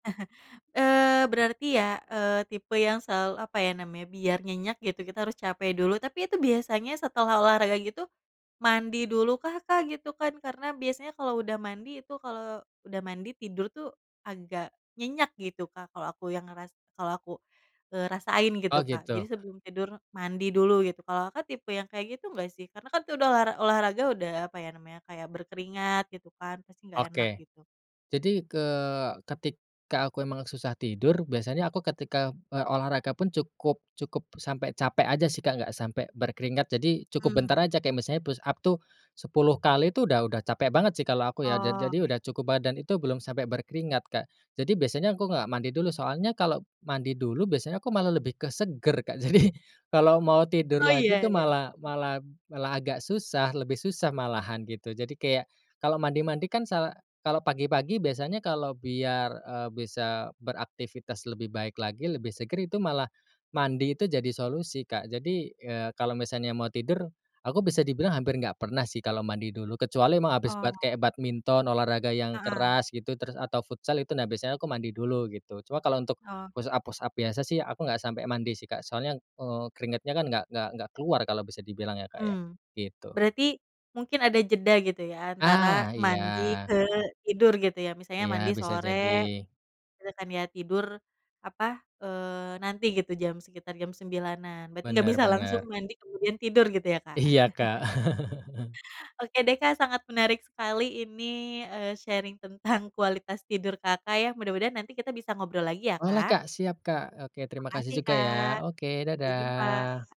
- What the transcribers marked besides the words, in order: chuckle; tapping; laughing while speaking: "jadi"; laughing while speaking: "Iya, Kak"; chuckle; in English: "sharing"; laughing while speaking: "tentang"
- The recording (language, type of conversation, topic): Indonesian, podcast, Bagaimana cara membuat ruang yang mendukung tidur berkualitas menurut pengalamanmu?